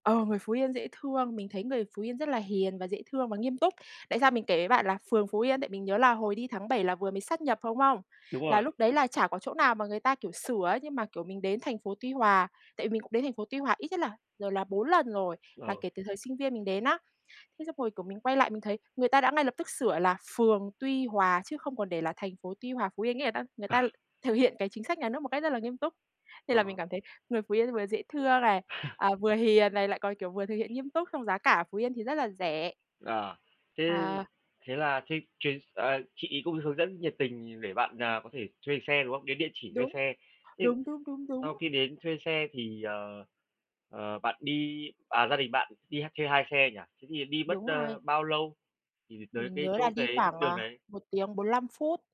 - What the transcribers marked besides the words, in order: tapping; laughing while speaking: "À"; laugh
- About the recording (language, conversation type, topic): Vietnamese, podcast, Bạn đã từng có trải nghiệm nào đáng nhớ với thiên nhiên không?